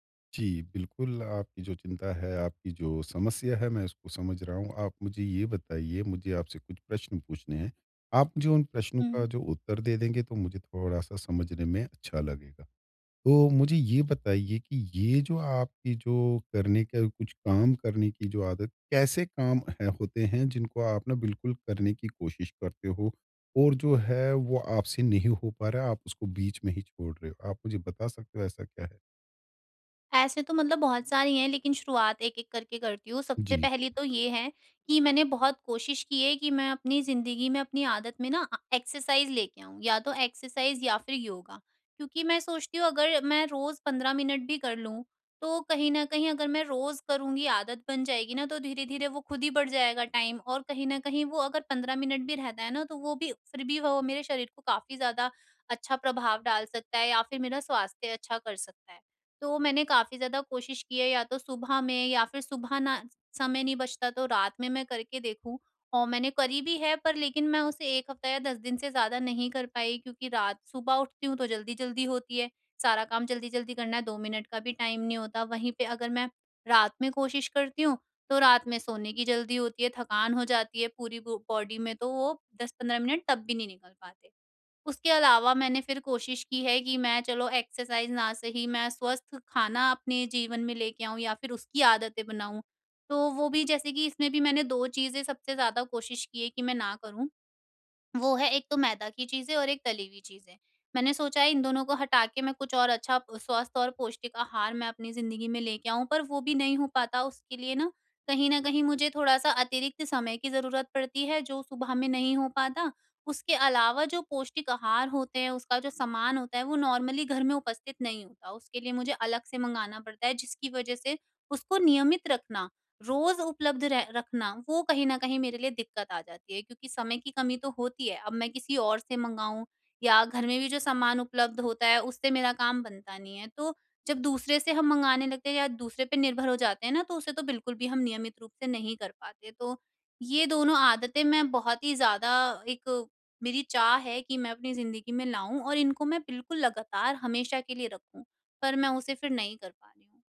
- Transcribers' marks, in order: in English: "एक्सरसाइज़"; in English: "एक्सरसाइज़"; in English: "टाइम"; in English: "टाइम"; in English: "बॉडी"; in English: "एक्सरसाइज़"; in English: "नॉर्मली"
- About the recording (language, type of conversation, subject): Hindi, advice, मैं अपनी अच्छी आदतों को लगातार कैसे बनाए रख सकता/सकती हूँ?